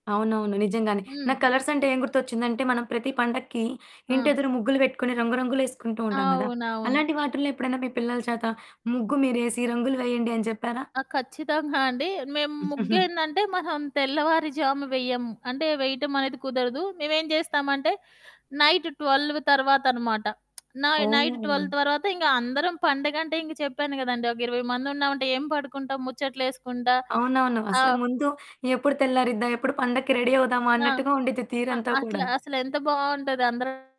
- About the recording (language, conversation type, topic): Telugu, podcast, కొత్త తరానికి సంప్రదాయాలు బోరింగ్‌గా అనిపిస్తే, వాటిని వాళ్లకు ఆసక్తికరంగా ఎలా చెప్పగలరు?
- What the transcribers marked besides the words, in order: other background noise; giggle; in English: "ట్వెల్వ్"; in English: "ట్వెల్వ్"; in English: "రెడీ"; distorted speech